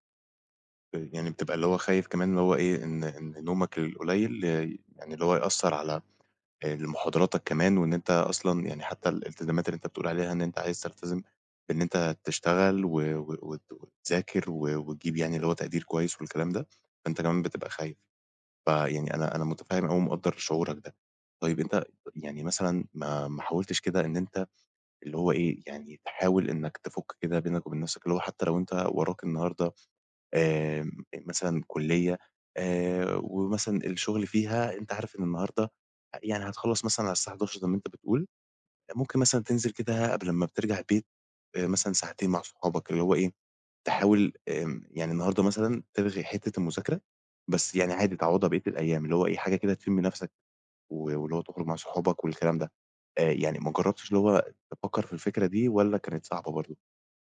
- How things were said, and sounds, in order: none
- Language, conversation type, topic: Arabic, advice, إيه اللي بيخليك تحس بإرهاق من كتر المواعيد ومفيش وقت تريح فيه؟